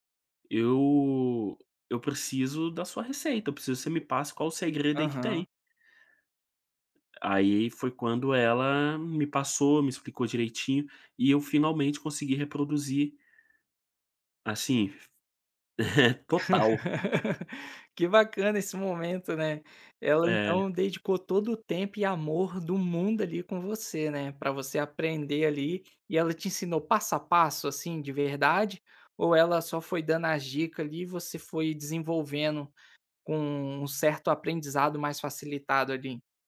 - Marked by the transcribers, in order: chuckle; laugh
- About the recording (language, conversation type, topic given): Portuguese, podcast, Como a comida da sua família ajudou a definir quem você é?